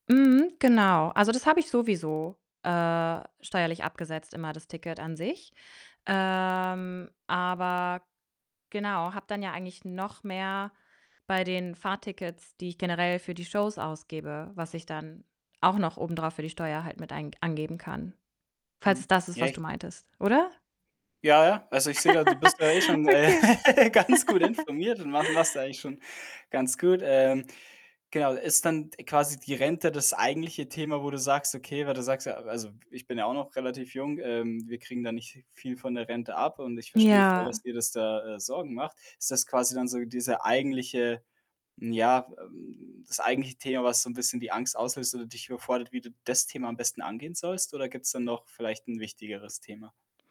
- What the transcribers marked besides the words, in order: distorted speech; static; laugh; laughing while speaking: "ganz gut"; other background noise; laugh; joyful: "Okay"; laugh
- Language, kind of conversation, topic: German, advice, Wie kann ich anfangen, ein einfaches Budget zu erstellen, wenn ich mich finanziell überfordert fühle?